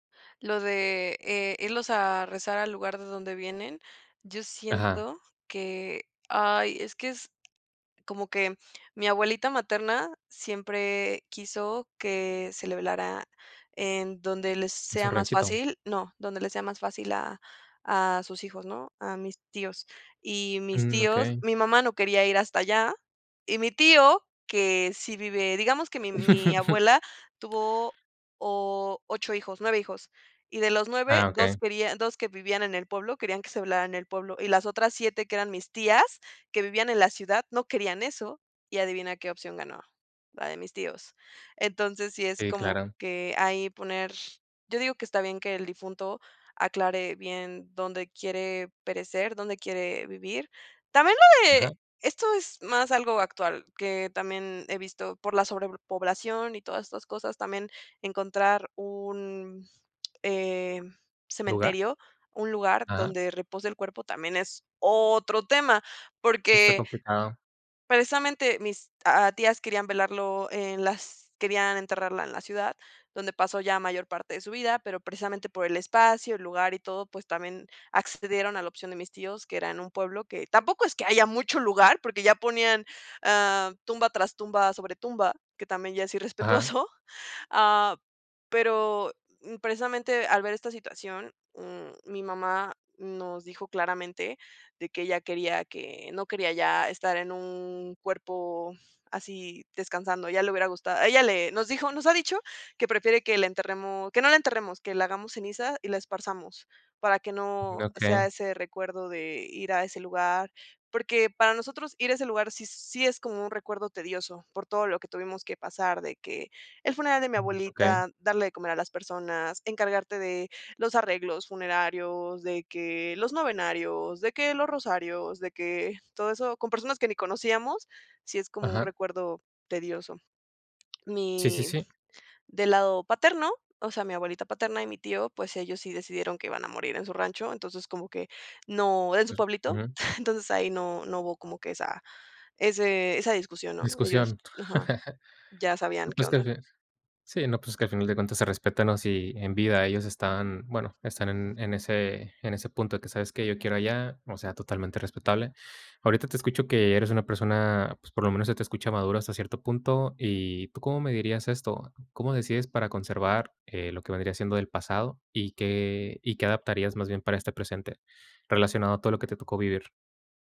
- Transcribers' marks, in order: laugh; other background noise; chuckle; laugh; unintelligible speech
- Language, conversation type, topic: Spanish, podcast, ¿Cómo combinas la tradición cultural con las tendencias actuales?